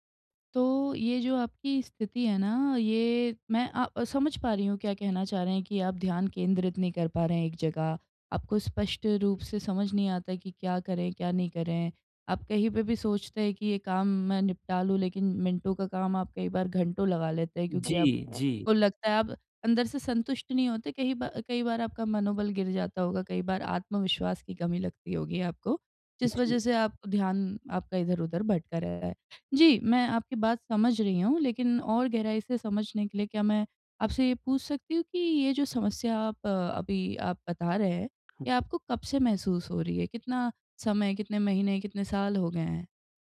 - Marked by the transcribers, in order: tapping; other noise
- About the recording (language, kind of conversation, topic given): Hindi, advice, मैं मानसिक स्पष्टता और एकाग्रता फिर से कैसे हासिल करूँ?